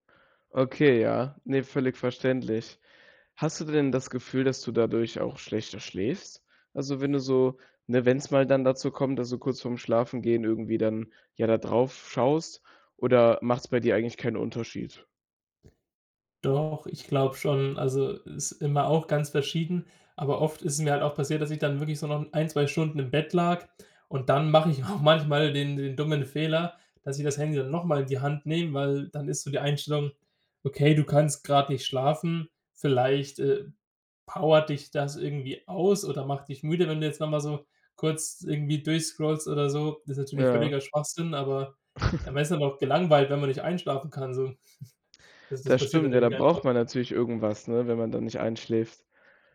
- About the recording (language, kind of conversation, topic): German, podcast, Beeinflusst dein Smartphone deinen Schlafrhythmus?
- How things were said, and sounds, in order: laughing while speaking: "auch"; chuckle; chuckle